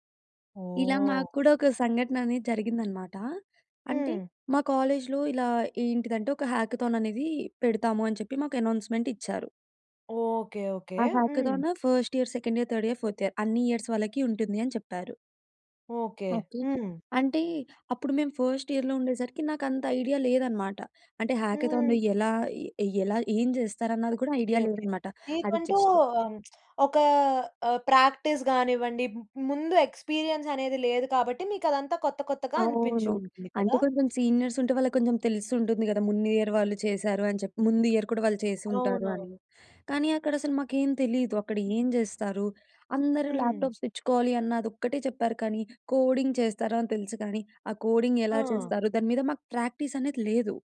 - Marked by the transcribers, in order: in English: "కాలేజ్‌లో"; in English: "హ్యాకథాన్"; in English: "అనౌన్స్‌మెంట్"; in English: "హ్యాకథాన్ ఫస్ట్ ఇయర్, సెకండ్ ఇయర్, థర్డ్ ఇయర్, ఫోర్త్ ఇయర్"; in English: "ఇయర్స్"; in English: "ఫస్ట్ ఇయర్‌లో"; in English: "ఐడియా"; in English: "హాకథాన్‌లో"; in English: "ఐడియా"; in English: "జస్ట్"; lip smack; in English: "ప్రాక్టీస్"; in English: "ఎక్స్‌పీరియన్స్"; in English: "సీనియర్స్"; in English: "ఇయర్"; in English: "ఇయర్"; in English: "ల్యాప్‌టాప్స్"; in English: "కోడింగ్"; in English: "కోడింగ్"; in English: "ప్రాక్టీస్"
- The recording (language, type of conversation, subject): Telugu, podcast, ప్రాక్టీస్‌లో మీరు ఎదుర్కొన్న అతిపెద్ద ఆటంకం ఏమిటి, దాన్ని మీరు ఎలా దాటేశారు?